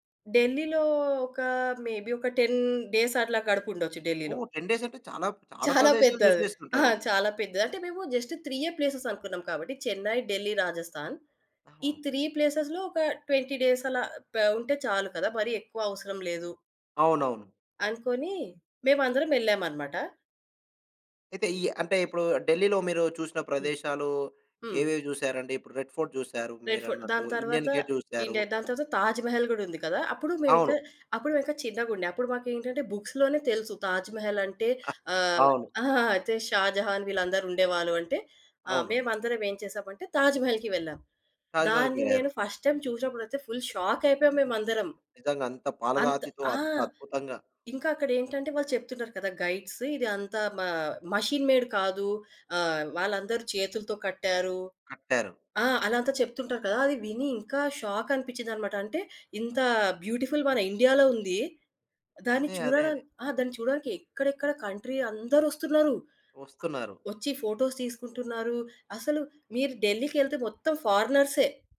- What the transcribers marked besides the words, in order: in English: "మేబీ"; in English: "టెన్"; in English: "టెన్"; in English: "జస్ట్"; in English: "త్రీ ప్లేసేస్‌లో"; in English: "ట్వెంటీ"; other background noise; giggle; in English: "బుక్స్‌లోనే"; in English: "జస్ట్"; tapping; in English: "ఫస్ట్ టైమ్"; in English: "ఫుల్"; in English: "గైడ్స్"; in English: "మా మాషీన్ మేడ్"; in English: "బ్యూటిఫుల్"; in English: "కంట్రీ"; in English: "ఫోటోస్"
- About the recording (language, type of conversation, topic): Telugu, podcast, మీకు ఇప్పటికీ గుర్తుండిపోయిన ఒక ప్రయాణం గురించి చెప్పగలరా?